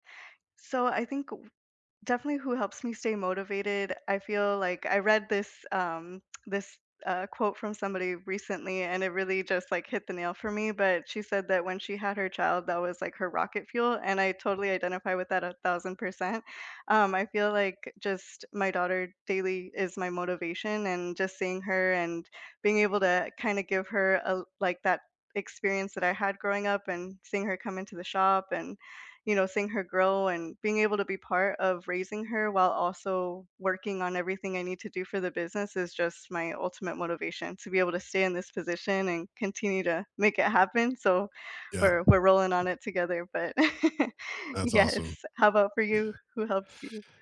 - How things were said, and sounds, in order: tsk; laugh; laughing while speaking: "yes"
- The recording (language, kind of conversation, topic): English, unstructured, What five-year dreams excite you, and what support helps you stay motivated?
- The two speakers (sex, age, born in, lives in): female, 30-34, United States, United States; male, 35-39, United States, United States